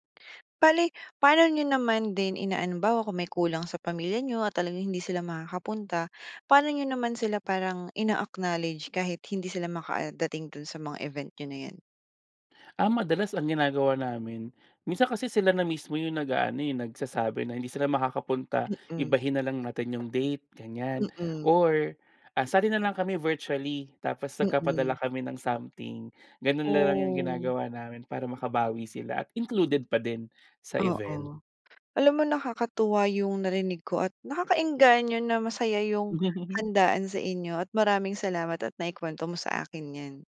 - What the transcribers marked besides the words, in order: tapping; other background noise; chuckle
- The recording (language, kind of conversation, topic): Filipino, podcast, Ano ang paborito mong alaala na may kinalaman sa pagkain?